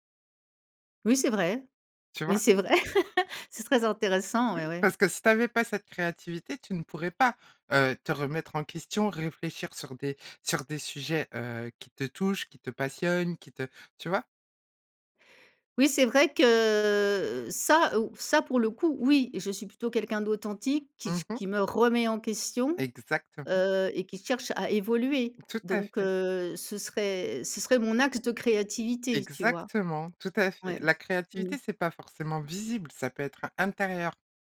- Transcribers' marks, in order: chuckle; drawn out: "heu"; stressed: "remet"; other background noise; stressed: "intérieur"
- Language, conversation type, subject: French, podcast, Comment ton identité créative a-t-elle commencé ?